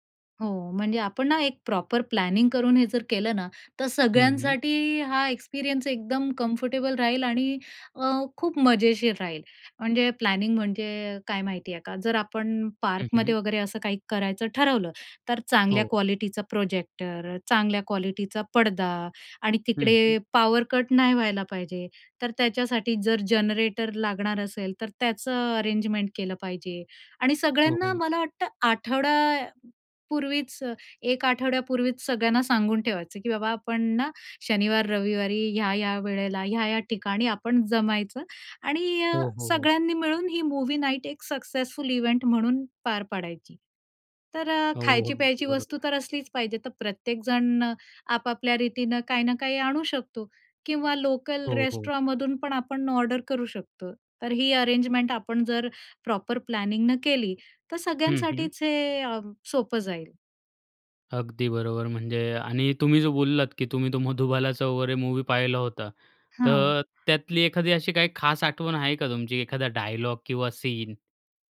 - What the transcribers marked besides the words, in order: in English: "प्रॉपर प्लॅनिंग"; in English: "एक्सपिरियन्स"; in English: "कंफर्टेबल"; in English: "प्लॅनिंग"; in English: "पार्कमध्ये"; in English: "क्वालिटीचा प्रोजेक्टर"; in English: "क्वालिटीचा"; in English: "पावर कट"; in English: "जनरेटर"; in English: "अरेंजमेंट"; in English: "मूवी नाईट"; in English: "सक्सेसफुल इव्हेंट"; in English: "लोकल रेस्टॉरमधून"; in English: "ऑर्डर"; in English: "अरेंजमेंट"; in English: "प्रॉपर प्लॅनिंगन"; in English: "मूव्ही"; in English: "डायलॉग"
- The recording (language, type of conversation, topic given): Marathi, podcast, कुटुंबासोबतच्या त्या जुन्या चित्रपटाच्या रात्रीचा अनुभव तुला किती खास वाटला?